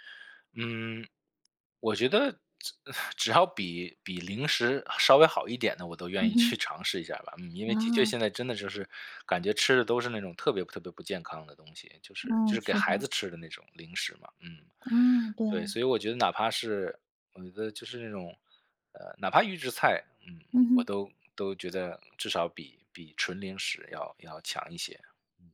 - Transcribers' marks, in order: tsk; chuckle
- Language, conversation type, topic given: Chinese, advice, 如何控制零食冲动
- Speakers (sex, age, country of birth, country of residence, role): female, 45-49, China, United States, advisor; male, 35-39, China, United States, user